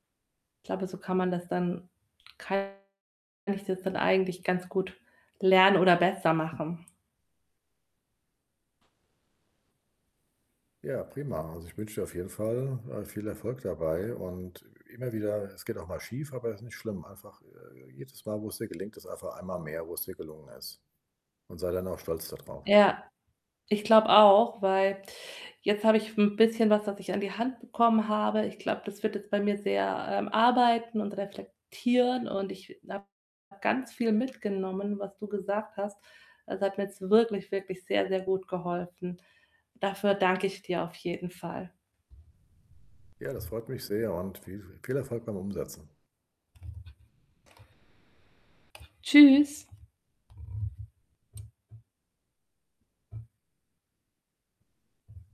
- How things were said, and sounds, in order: distorted speech; other background noise; tapping
- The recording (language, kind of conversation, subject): German, advice, Wie kann ich lernen, nein zu sagen, ohne Schuldgefühle zu haben?